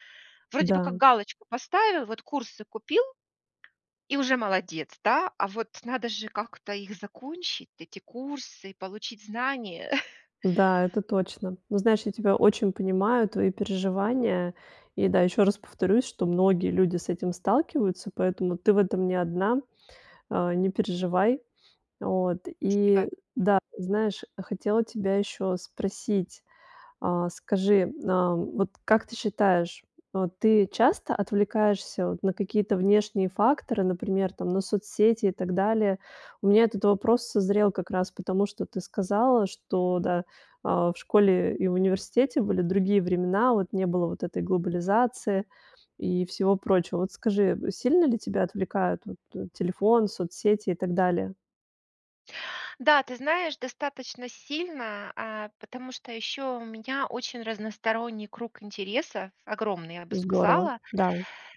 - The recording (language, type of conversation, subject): Russian, advice, Как вернуться к старым проектам и довести их до конца?
- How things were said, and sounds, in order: tapping; chuckle